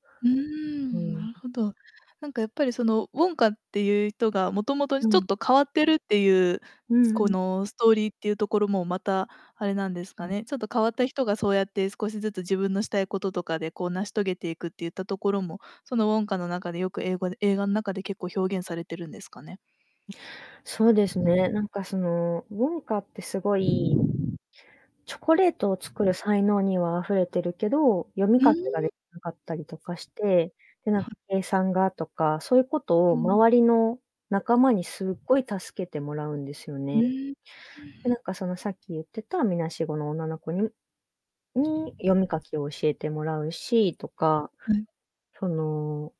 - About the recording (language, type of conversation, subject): Japanese, podcast, 好きな映画の中で、特に印象に残っているシーンはどこですか？
- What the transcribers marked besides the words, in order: distorted speech; other background noise